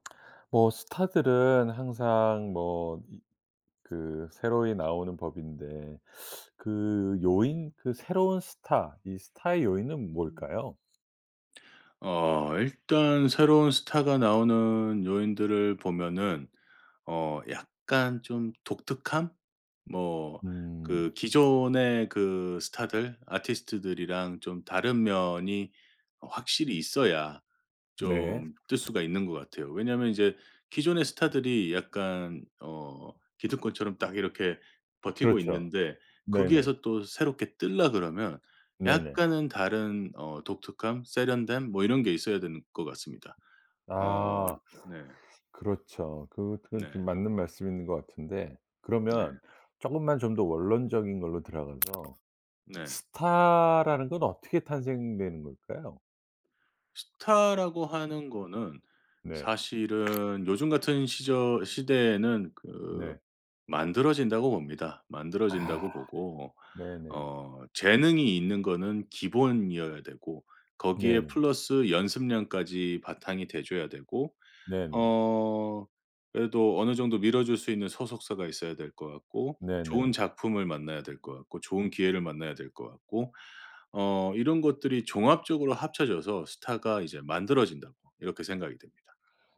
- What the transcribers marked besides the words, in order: other background noise; tapping
- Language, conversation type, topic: Korean, podcast, 새로운 스타가 뜨는 데에는 어떤 요인들이 작용한다고 보시나요?